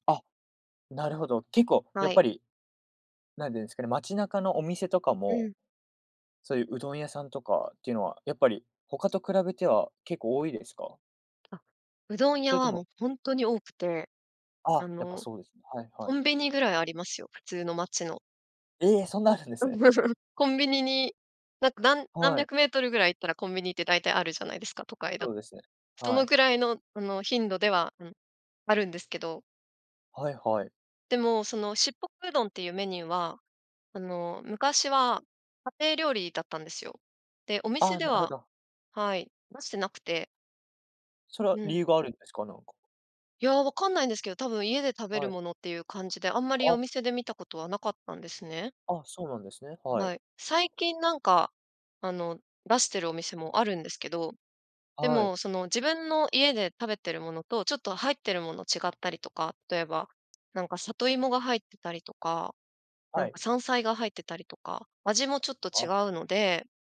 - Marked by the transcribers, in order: surprised: "え！そんなあるんですね"; laugh
- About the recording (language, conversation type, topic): Japanese, podcast, おばあちゃんのレシピにはどんな思い出がありますか？